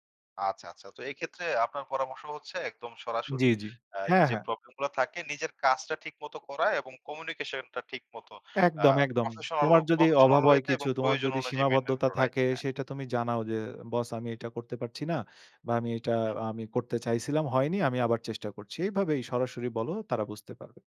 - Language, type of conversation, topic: Bengali, podcast, কাজ আর ব্যক্তিগত জীবনের মধ্যে ভারসাম্য কীভাবে বজায় রাখেন?
- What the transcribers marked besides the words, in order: none